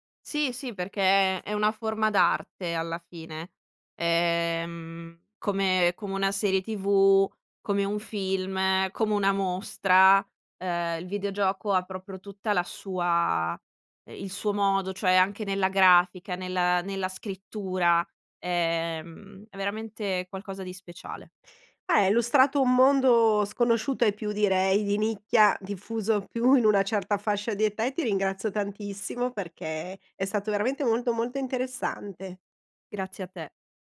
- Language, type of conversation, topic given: Italian, podcast, Raccontami di un hobby che ti fa perdere la nozione del tempo?
- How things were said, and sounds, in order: other background noise